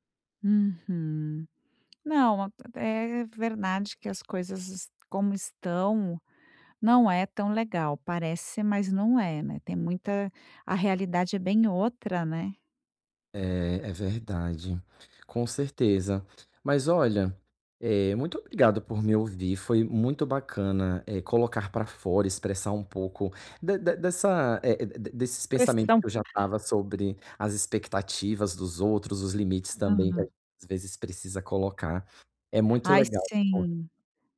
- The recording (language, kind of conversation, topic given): Portuguese, advice, Como posso lidar com a pressão social ao tentar impor meus limites pessoais?
- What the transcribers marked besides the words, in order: other noise